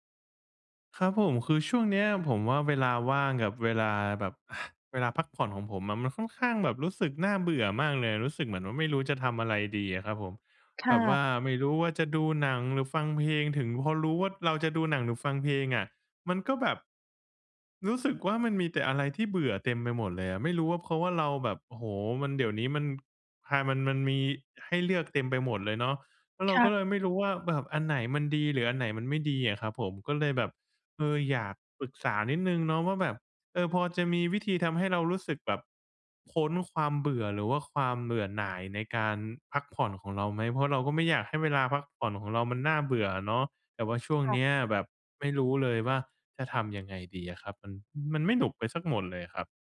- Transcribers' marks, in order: none
- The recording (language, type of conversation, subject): Thai, advice, คุณรู้สึกเบื่อและไม่รู้จะเลือกดูหรือฟังอะไรดีใช่ไหม?